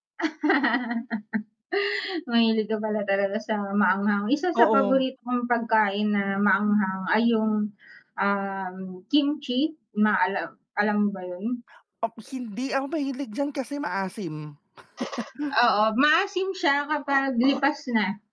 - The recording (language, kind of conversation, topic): Filipino, unstructured, Anong ulam ang hindi mo pagsasawaang kainin?
- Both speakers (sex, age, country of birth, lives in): female, 35-39, Philippines, Philippines; male, 30-34, Philippines, Philippines
- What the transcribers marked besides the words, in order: laugh; other background noise; static; in Korean: "kimchi"; laugh; tapping